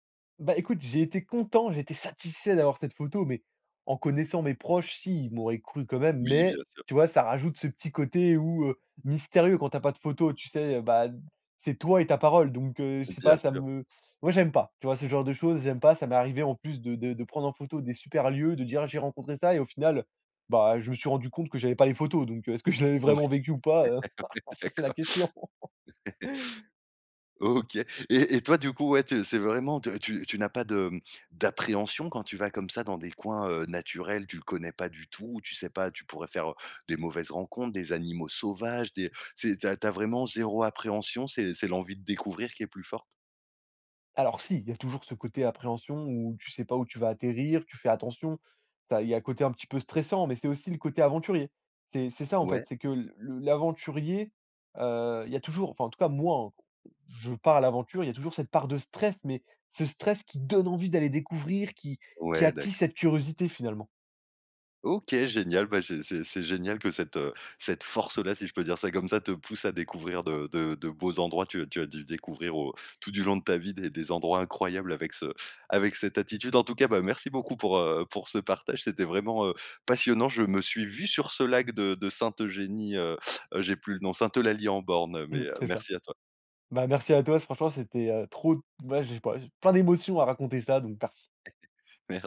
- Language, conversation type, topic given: French, podcast, Peux-tu nous raconter une de tes aventures en solo ?
- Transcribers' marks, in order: stressed: "satisfait"; laughing while speaking: "est-ce"; laughing while speaking: "Ouais, d'accord"; laugh; stressed: "donne envie"; stressed: "attise"; laugh